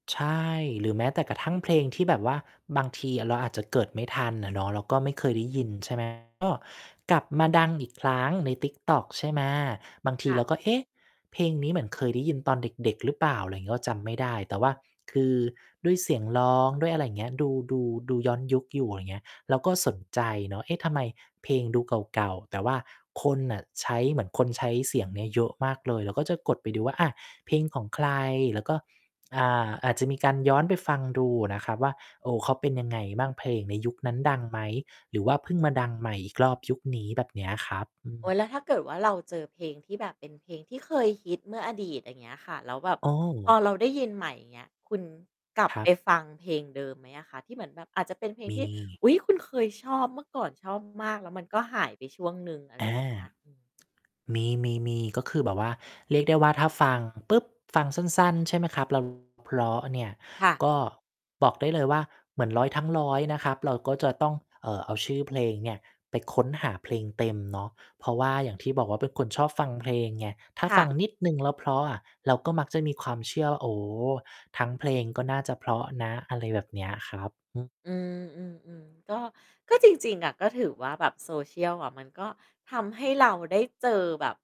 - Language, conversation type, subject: Thai, podcast, โซเชียลมีเดียเปลี่ยนวิธีที่คุณค้นพบเพลงจากวัฒนธรรมต่าง ๆ ไหม?
- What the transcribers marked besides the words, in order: distorted speech; tapping; other background noise; static